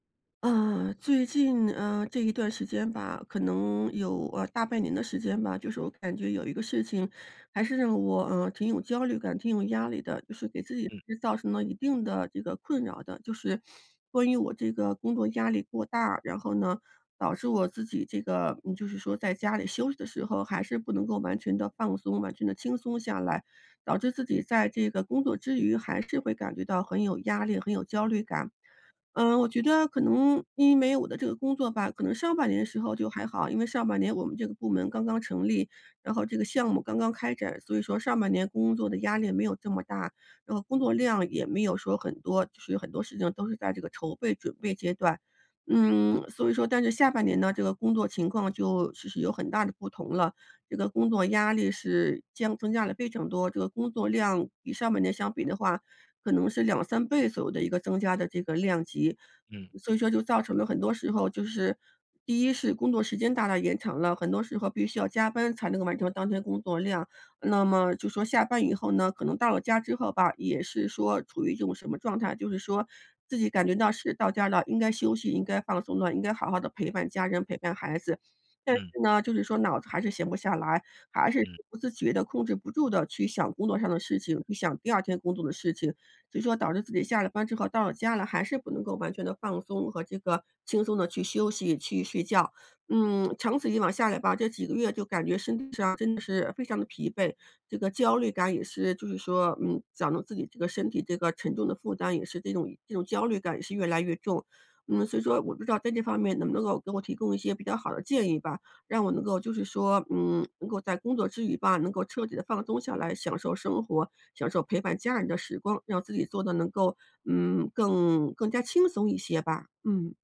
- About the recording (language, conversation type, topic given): Chinese, advice, 在家休息时难以放松身心
- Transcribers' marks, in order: none